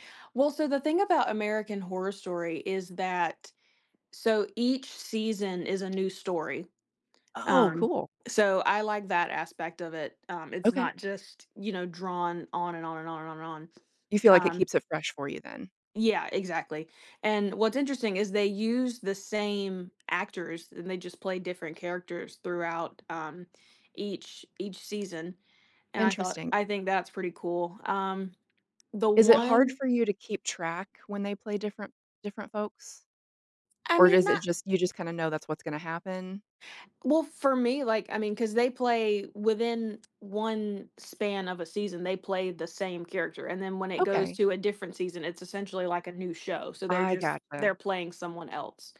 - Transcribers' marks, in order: other background noise; tapping
- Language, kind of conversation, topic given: English, podcast, How do certain TV shows leave a lasting impact on us and shape our interests?
- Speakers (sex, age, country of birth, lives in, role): female, 20-24, United States, United States, guest; female, 45-49, United States, United States, host